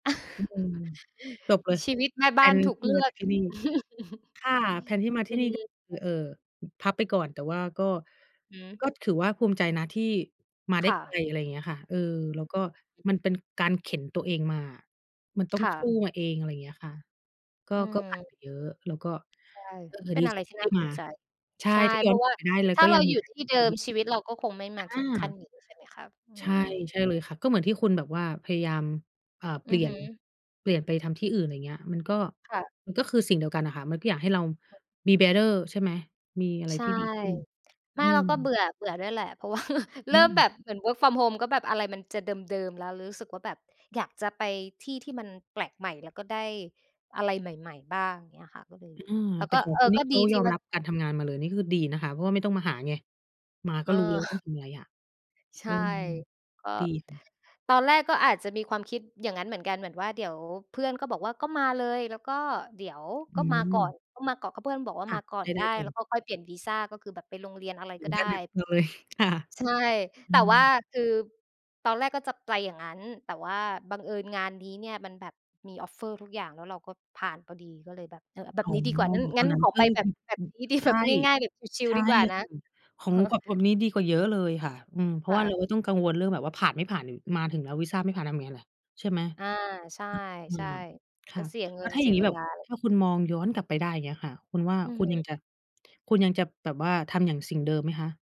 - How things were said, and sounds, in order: chuckle; laugh; unintelligible speech; other background noise; unintelligible speech; in English: "bearer"; laughing while speaking: "ว่า"; in English: "work from home"; unintelligible speech; in English: "Offer"; unintelligible speech; unintelligible speech; unintelligible speech; laughing while speaking: "ดี"; unintelligible speech
- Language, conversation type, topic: Thai, unstructured, อะไรที่ทำให้คุณรู้สึกภูมิใจในตัวเองมากที่สุด?